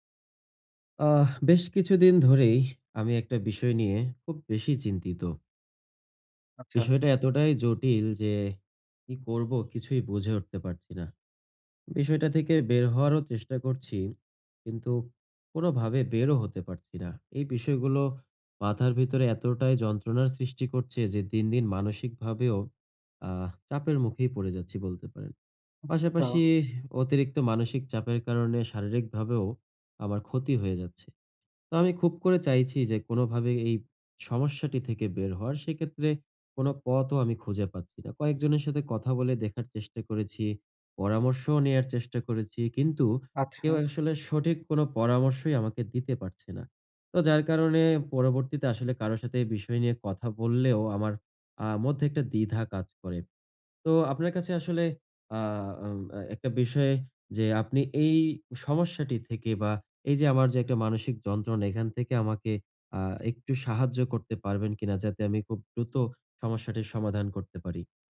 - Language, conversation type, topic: Bengali, advice, অপরিচিত জায়গায় আমি কীভাবে দ্রুত মানিয়ে নিতে পারি?
- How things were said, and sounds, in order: other noise